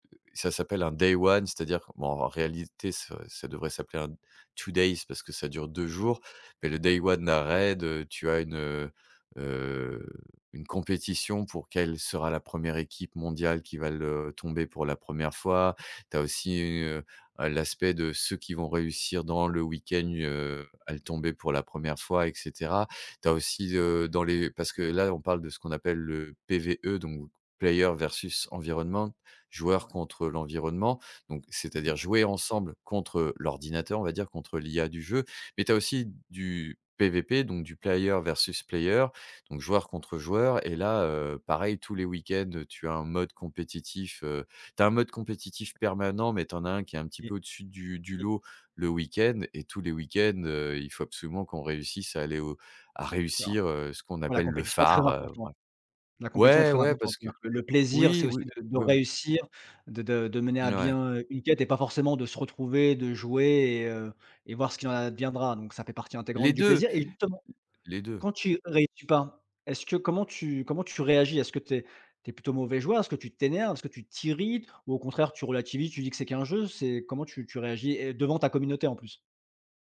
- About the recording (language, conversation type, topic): French, podcast, Quel jeu vidéo t’a offert un vrai refuge, et comment ?
- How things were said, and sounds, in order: in English: "day one"; in English: "two days"; in English: "day one"; drawn out: "heu"; tapping; in English: "player versus environment"; in English: "player versus player"; other background noise; stressed: "phare"